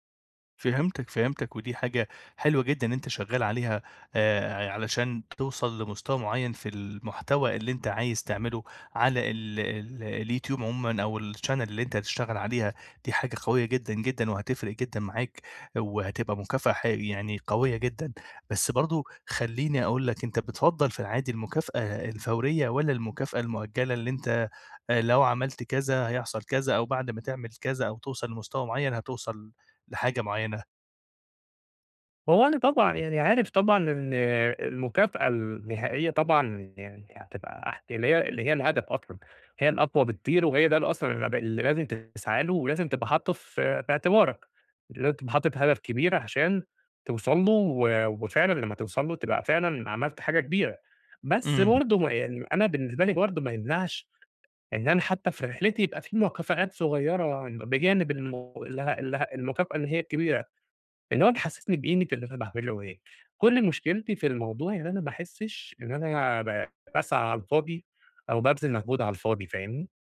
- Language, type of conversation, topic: Arabic, advice, إزاي أختار مكافآت بسيطة وفعّالة تخلّيني أكمّل على عاداتي اليومية الجديدة؟
- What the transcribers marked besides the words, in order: in English: "الchannel"